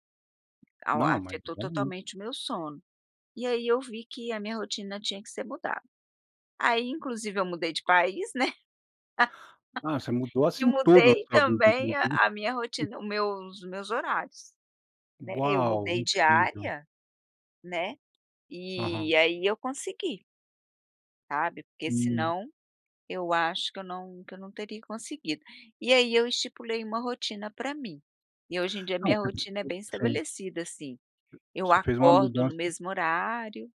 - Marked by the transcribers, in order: laugh; other noise; unintelligible speech; tapping
- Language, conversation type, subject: Portuguese, podcast, Como é a sua rotina matinal em dias comuns?
- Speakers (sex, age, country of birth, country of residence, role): female, 55-59, Brazil, United States, guest; male, 40-44, United States, United States, host